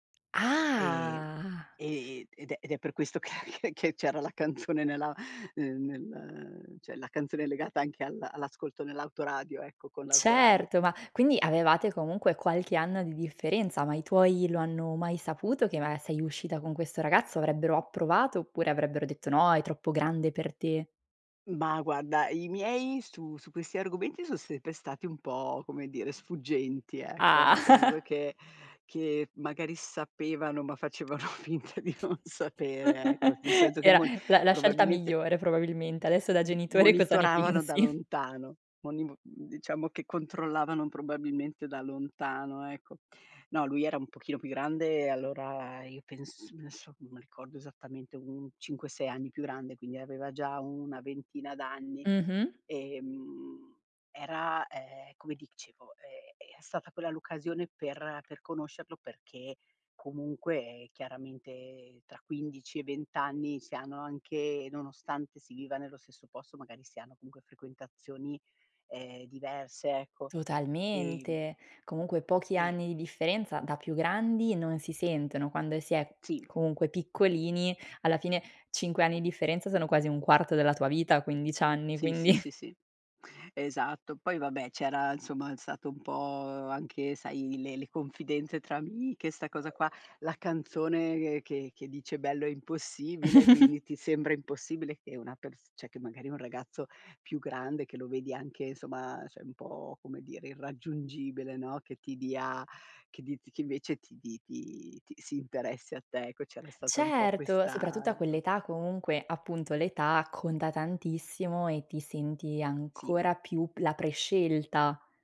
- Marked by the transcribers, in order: surprised: "Ah!"; laughing while speaking: "che che"; laughing while speaking: "canzone"; "cioè" said as "ceh"; laugh; laughing while speaking: "facevano finta di non"; tapping; other background noise; chuckle; laughing while speaking: "genitore"; laughing while speaking: "pensi?"; laughing while speaking: "quindi"; chuckle; "cioè" said as "ceh"; "cioè" said as "ceh"
- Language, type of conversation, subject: Italian, podcast, Quale canzone ti fa tornare sempre con la mente a un’estate del passato?